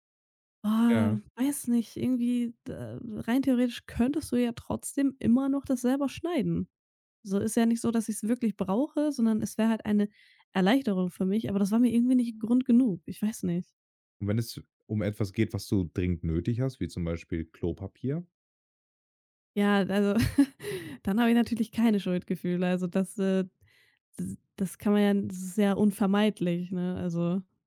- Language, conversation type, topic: German, advice, Warum habe ich bei kleinen Ausgaben während eines Sparplans Schuldgefühle?
- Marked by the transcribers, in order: snort